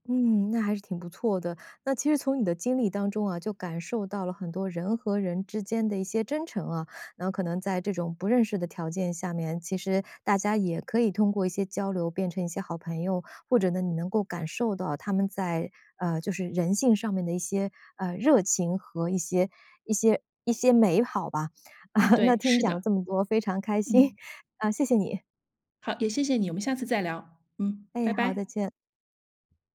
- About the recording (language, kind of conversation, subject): Chinese, podcast, 一个人旅行时，怎么认识新朋友？
- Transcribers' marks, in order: laugh; laughing while speaking: "开心"